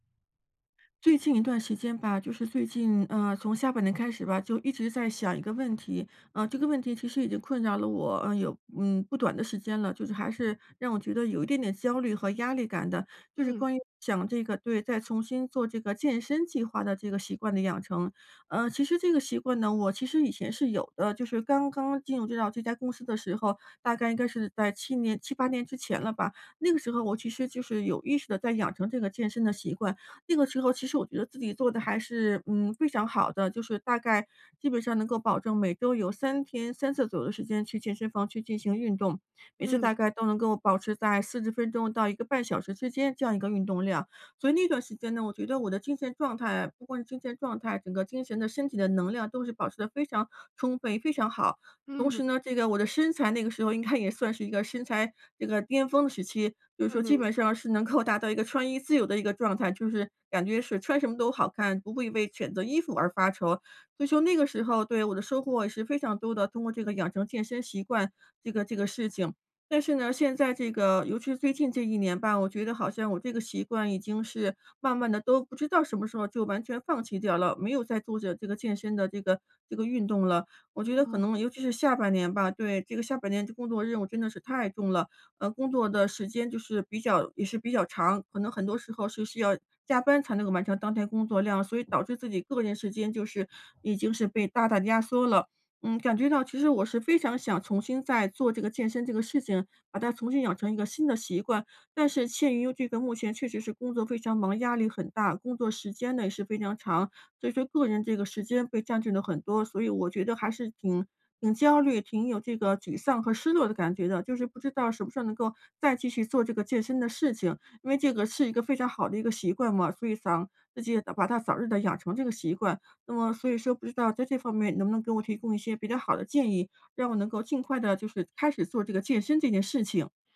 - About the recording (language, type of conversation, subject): Chinese, advice, 在忙碌的生活中，怎样才能坚持新习惯而不半途而废？
- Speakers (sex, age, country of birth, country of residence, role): female, 30-34, China, United States, advisor; female, 55-59, China, United States, user
- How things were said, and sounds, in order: laughing while speaking: "应该"; chuckle; other background noise